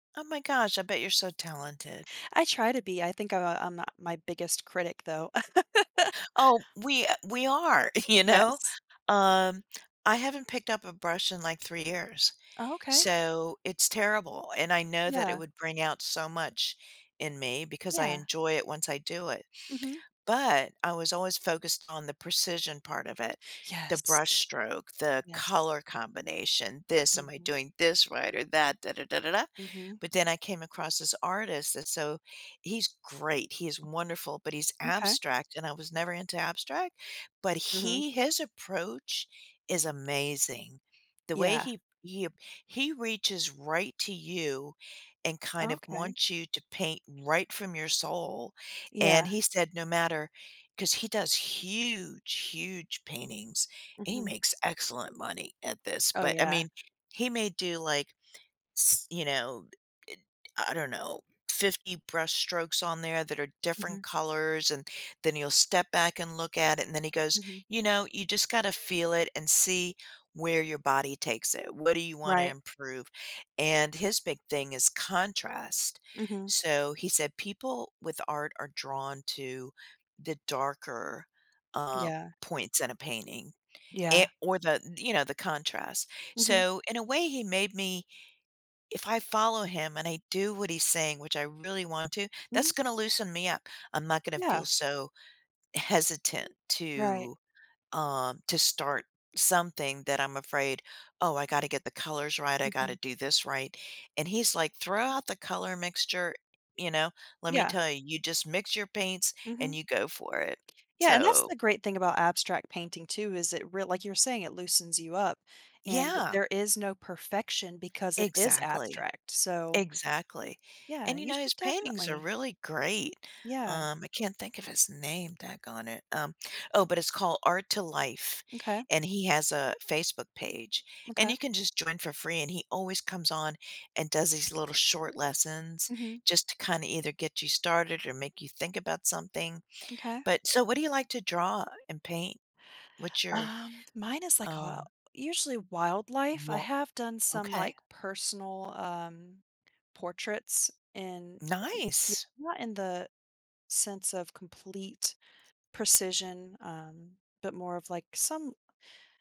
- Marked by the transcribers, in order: laugh; laughing while speaking: "you know?"; tapping; other background noise; drawn out: "huge"
- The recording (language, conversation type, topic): English, unstructured, In what ways has technology changed how people express their creativity?